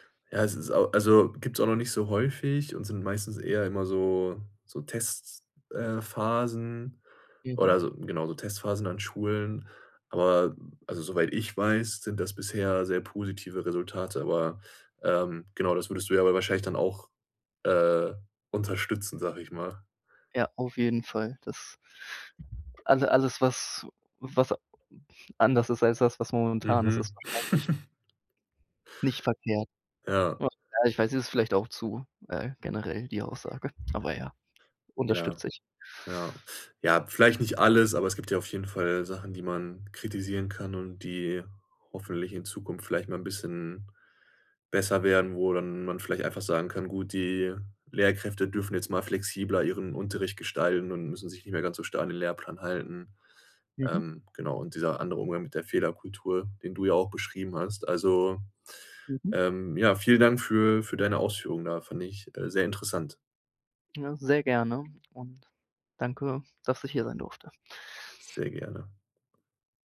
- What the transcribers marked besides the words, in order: other background noise; laugh
- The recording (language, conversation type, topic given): German, podcast, Was könnte die Schule im Umgang mit Fehlern besser machen?